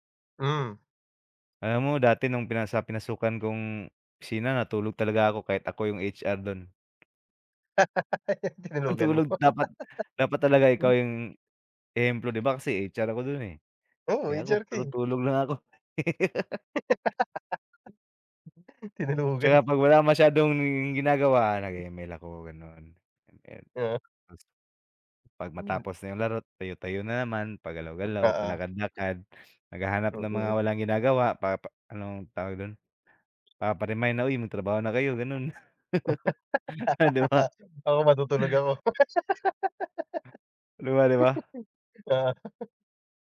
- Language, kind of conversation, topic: Filipino, unstructured, Mas pipiliin mo bang magtrabaho sa opisina o sa bahay?
- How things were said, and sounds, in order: laugh; laugh; other background noise; laugh; laugh; laughing while speaking: "Oh, 'di ba"; laugh; laughing while speaking: "Oo"